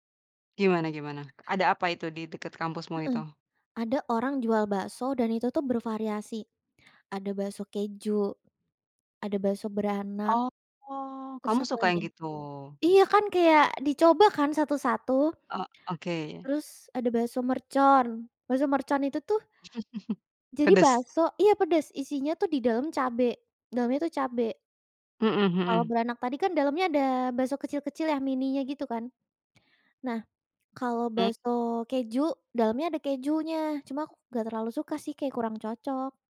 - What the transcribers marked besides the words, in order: other background noise; tapping; chuckle
- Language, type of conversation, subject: Indonesian, podcast, Apa makanan sederhana yang selalu membuat kamu bahagia?